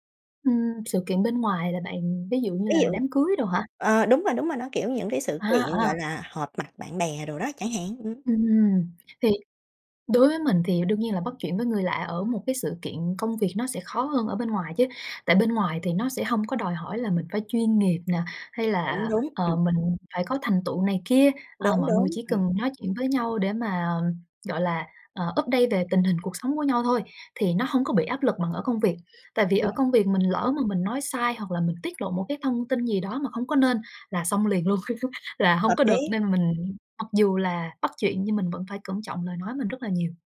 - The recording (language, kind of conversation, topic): Vietnamese, podcast, Bạn bắt chuyện với người lạ ở sự kiện kết nối như thế nào?
- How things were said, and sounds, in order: tapping; in English: "update"; laugh